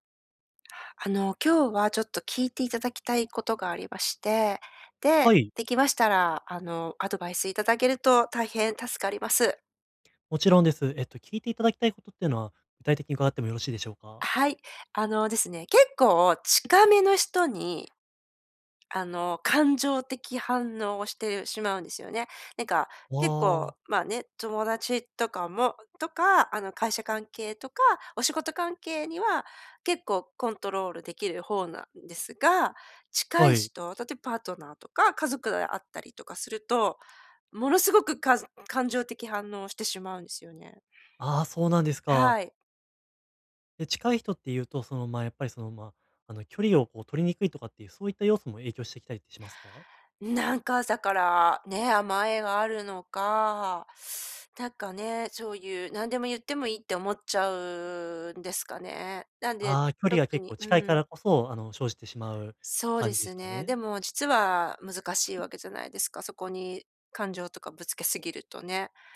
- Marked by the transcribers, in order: none
- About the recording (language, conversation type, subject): Japanese, advice, 批判されたとき、感情的にならずにどう対応すればよいですか？